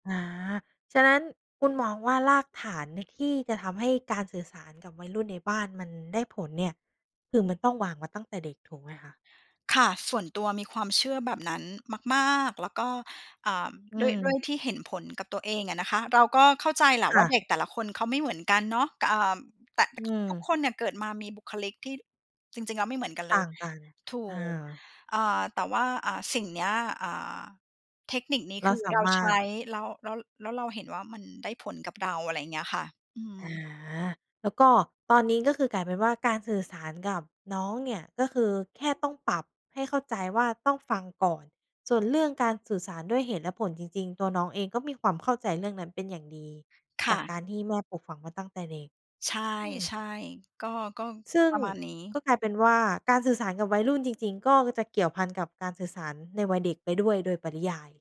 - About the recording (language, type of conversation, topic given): Thai, podcast, มีวิธีสื่อสารกับวัยรุ่นที่บ้านอย่างไรให้ได้ผล?
- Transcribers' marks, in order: other background noise